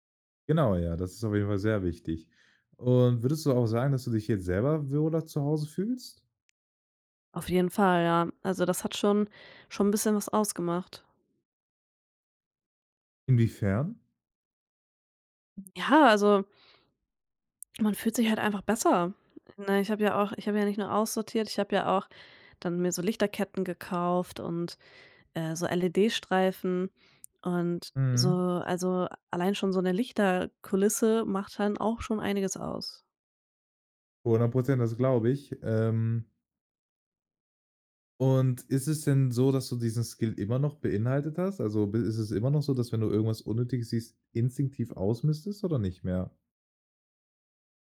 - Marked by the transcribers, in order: none
- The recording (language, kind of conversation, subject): German, podcast, Wie gehst du beim Ausmisten eigentlich vor?